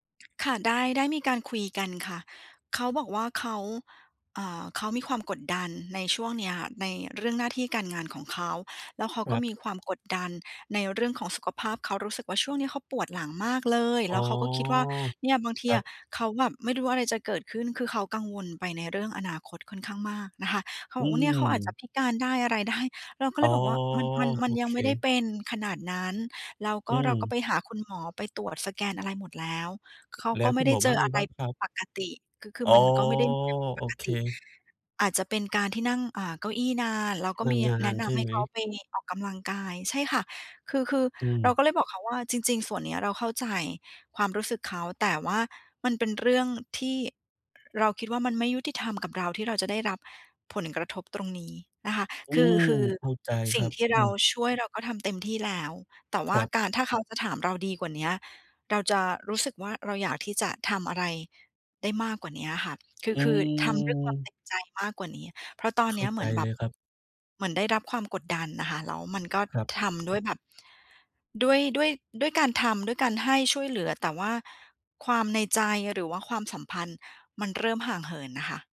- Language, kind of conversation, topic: Thai, advice, ฉันจะรับมือกับแรงกดดันจากคนรอบข้างให้ใช้เงิน และการเปรียบเทียบตัวเองกับผู้อื่นได้อย่างไร
- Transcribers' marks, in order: other background noise; laughing while speaking: "ได้"; sad: "อือ เราคิดว่ามันไม่ยุติธรรมกับเราที่เราจะได้รับผลกระทบตรงนี้"